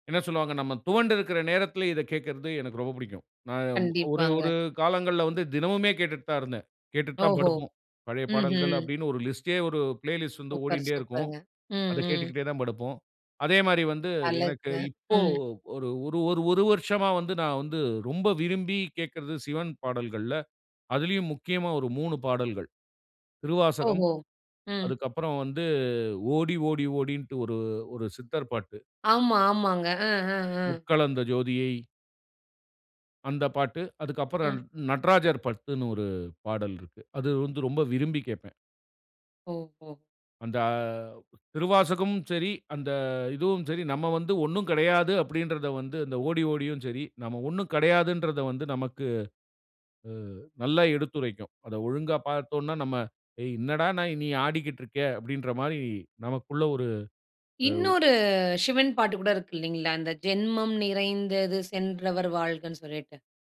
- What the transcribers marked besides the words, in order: in English: "பிளே லிஸ்ட்"; drawn out: "அந்த"; drawn out: "இன்னொரு"; singing: "ஜென்மம் நிறைந்தது சென்றவர்"
- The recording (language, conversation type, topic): Tamil, podcast, இசை உங்களுக்கு கவனம் சேர்க்க உதவுகிறதா, அல்லது கவனத்தைச் சிதறடிக்கிறதா?